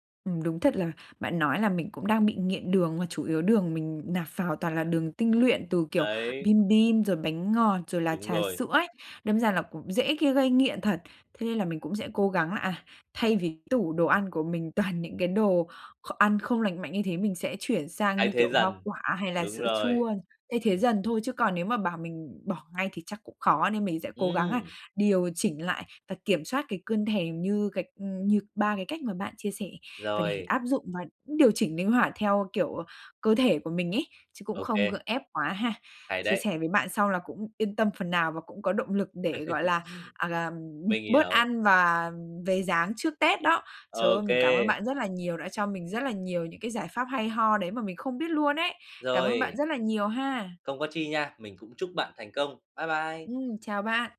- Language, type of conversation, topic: Vietnamese, advice, Làm thế nào để kiểm soát cơn thèm ngay khi nó xuất hiện?
- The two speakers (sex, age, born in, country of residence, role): female, 20-24, Vietnam, Vietnam, user; male, 30-34, Vietnam, Vietnam, advisor
- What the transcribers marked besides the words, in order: other noise; tapping; laugh